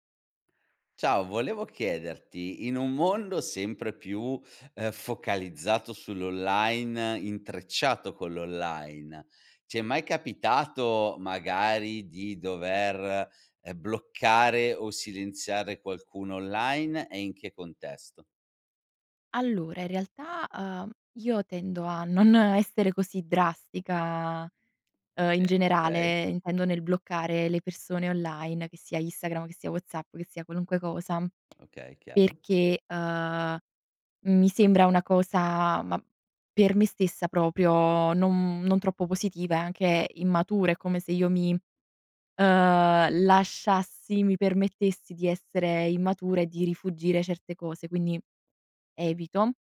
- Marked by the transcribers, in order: tapping; "proprio" said as "propio"
- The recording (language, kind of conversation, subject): Italian, podcast, Cosa ti spinge a bloccare o silenziare qualcuno online?